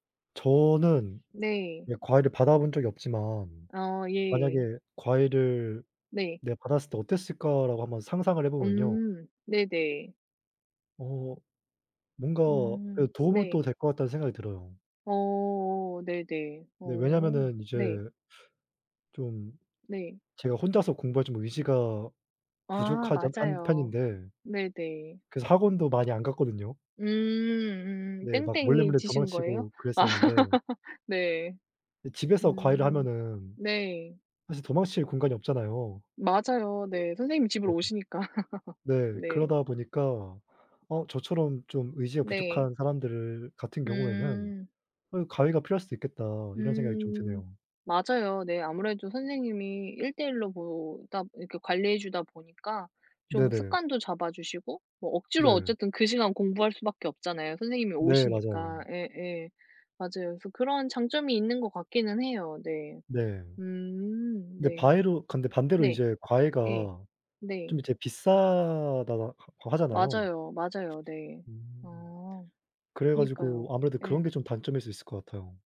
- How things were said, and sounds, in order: other background noise; laugh; laugh
- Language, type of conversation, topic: Korean, unstructured, 과외는 꼭 필요한가요, 아니면 오히려 부담이 되나요?